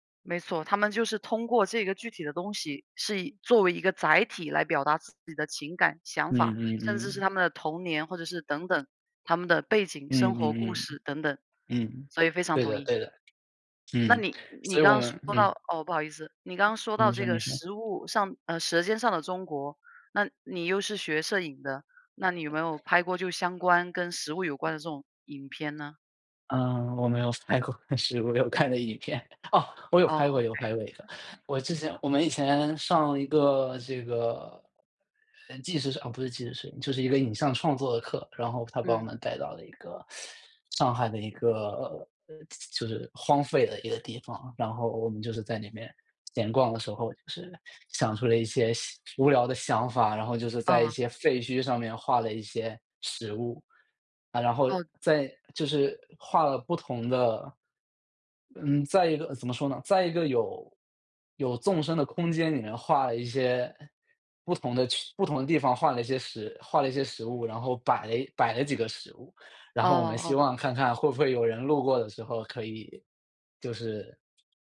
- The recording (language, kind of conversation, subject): Chinese, unstructured, 在你看来，食物与艺术之间有什么关系？
- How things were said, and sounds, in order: laughing while speaking: "但是我有看的 影片"; "过" said as "的"; other background noise; teeth sucking